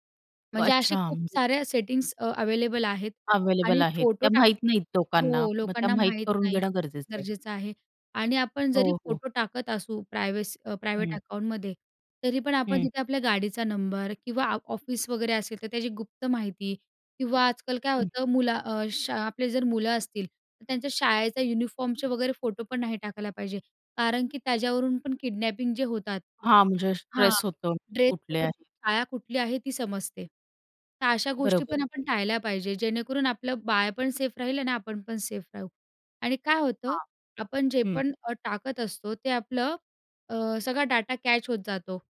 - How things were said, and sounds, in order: tapping; in English: "प्रायव्हेट"; other background noise; in English: "युनिफॉर्मचे"; in English: "कॅच"
- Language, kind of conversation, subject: Marathi, podcast, सोशल मीडियावर तुम्ही तुमची गोपनीयता कितपत जपता?